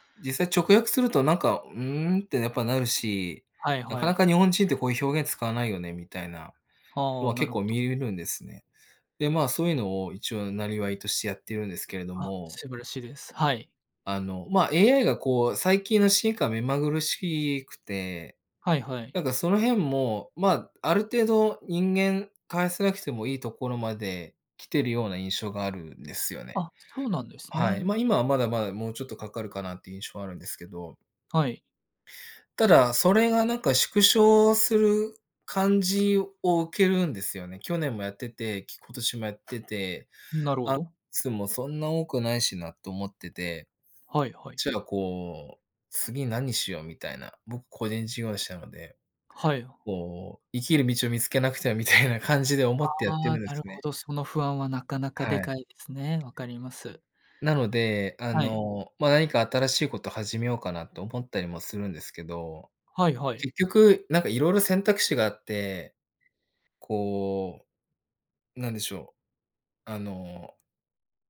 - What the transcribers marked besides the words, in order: other background noise; laughing while speaking: "みたいな"
- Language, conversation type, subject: Japanese, advice, 失敗が怖くて完璧を求めすぎてしまい、行動できないのはどうすれば改善できますか？